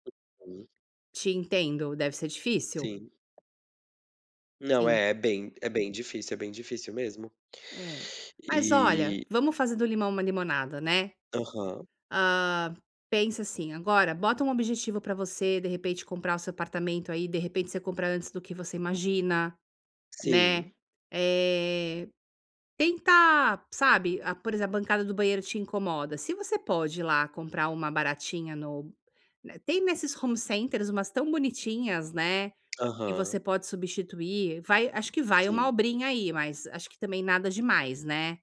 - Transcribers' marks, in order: tapping; in English: "home centers"
- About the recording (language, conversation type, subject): Portuguese, advice, Como posso realmente desligar e relaxar em casa?